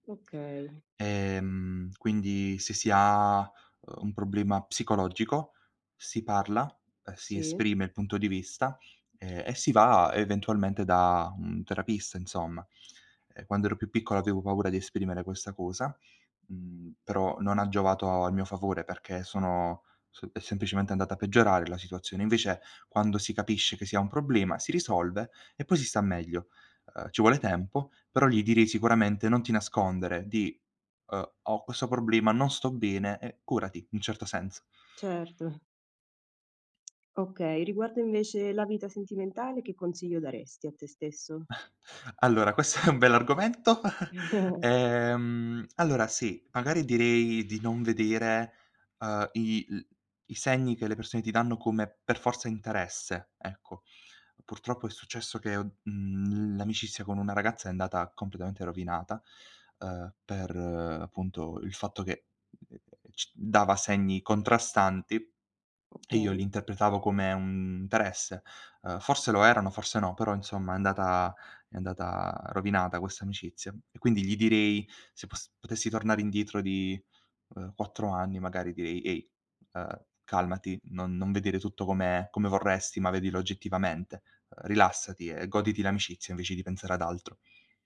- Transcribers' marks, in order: tapping; chuckle; laughing while speaking: "questo"; chuckle; other noise
- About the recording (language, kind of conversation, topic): Italian, podcast, Quale consiglio daresti al tuo io più giovane?